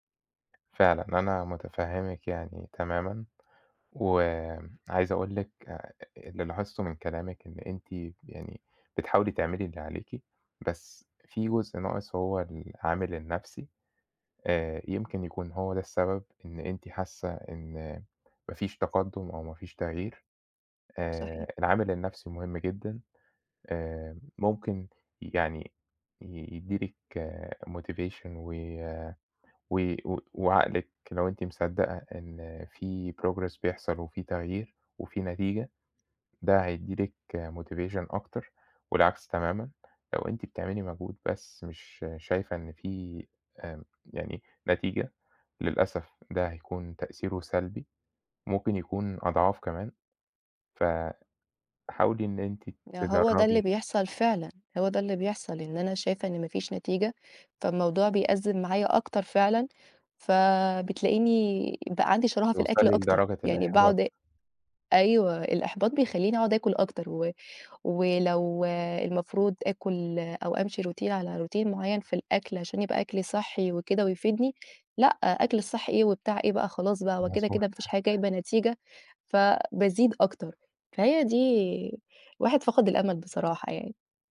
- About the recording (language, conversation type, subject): Arabic, advice, إزاي أتعامل مع إحباطي من قلة نتائج التمرين رغم المجهود؟
- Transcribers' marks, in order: tapping; in English: "motivation"; in English: "progress"; in English: "motivation"; in English: "routine"; in English: "routine"